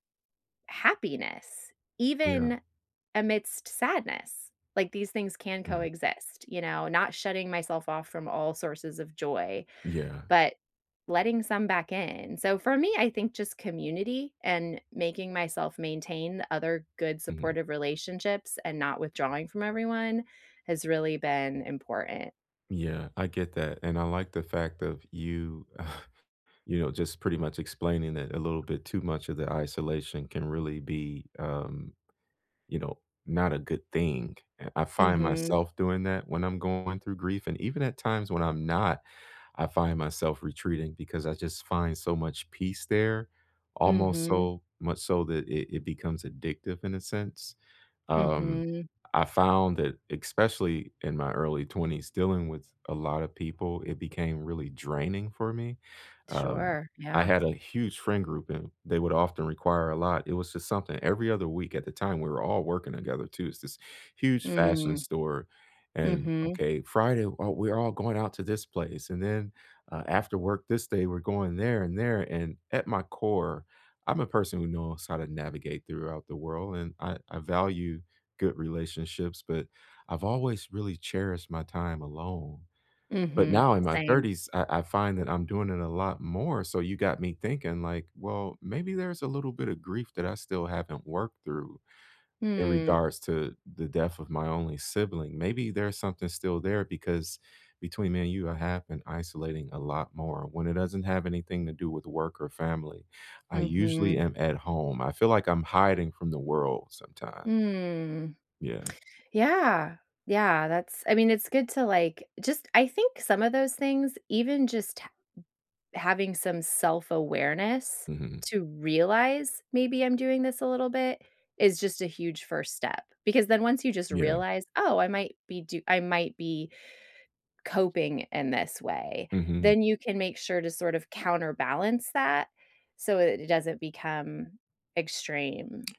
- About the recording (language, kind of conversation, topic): English, unstructured, What helps people cope with losing someone?
- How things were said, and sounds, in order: chuckle; "especially" said as "expecially"; drawn out: "Mm"